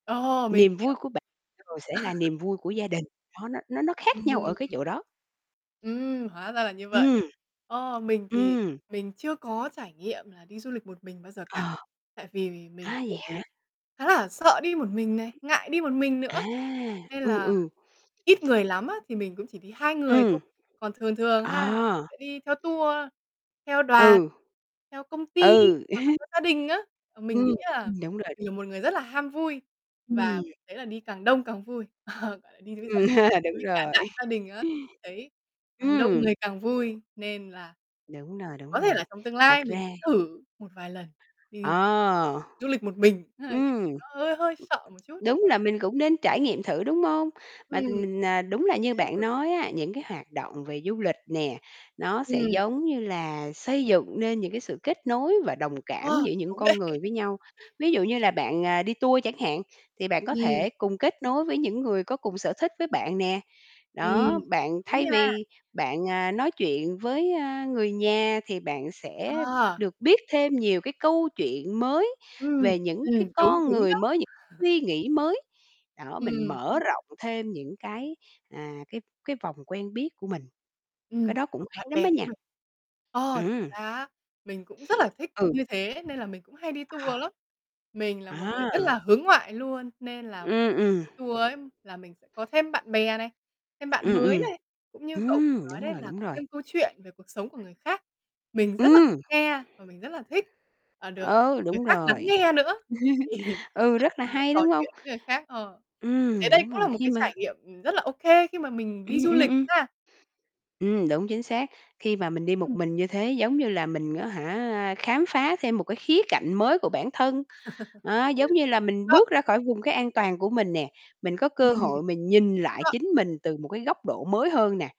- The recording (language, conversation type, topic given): Vietnamese, unstructured, Theo bạn, việc đi du lịch có giúp thay đổi cách nhìn về cuộc sống không?
- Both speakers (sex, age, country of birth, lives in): female, 20-24, Vietnam, Vietnam; female, 45-49, Vietnam, Vietnam
- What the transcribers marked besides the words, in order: tapping; distorted speech; laugh; other background noise; other noise; chuckle; laughing while speaking: "Ờ"; chuckle; chuckle; laughing while speaking: "đấy"; chuckle; static; unintelligible speech; chuckle; chuckle